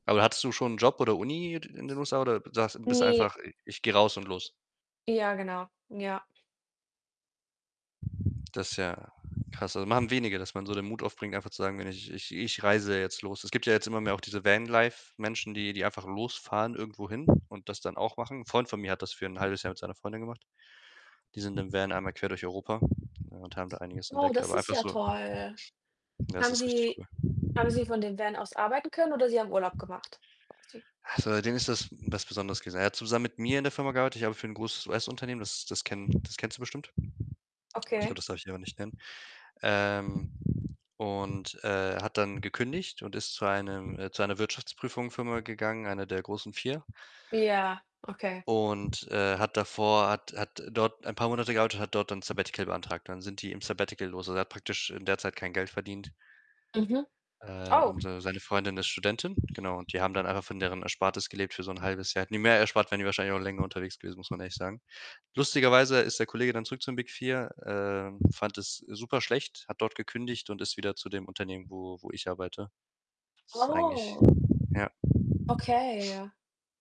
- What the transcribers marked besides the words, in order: other background noise; wind; unintelligible speech; unintelligible speech
- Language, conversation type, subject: German, unstructured, Was war dein überraschendstes Erlebnis auf Reisen?